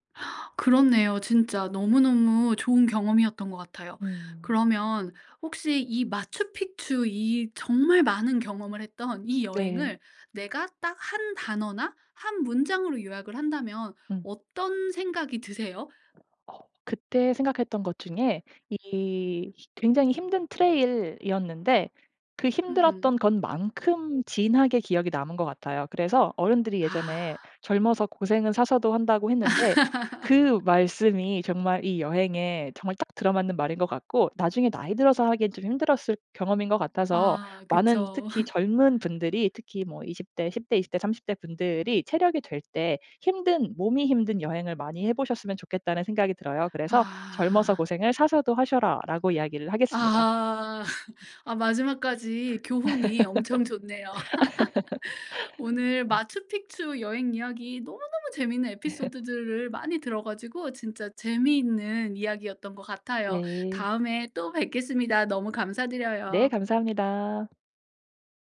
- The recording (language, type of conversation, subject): Korean, podcast, 가장 기억에 남는 여행 이야기를 들려줄래요?
- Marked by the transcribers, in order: tapping; other background noise; in English: "트레일"; laugh; laugh; laugh; laugh; laugh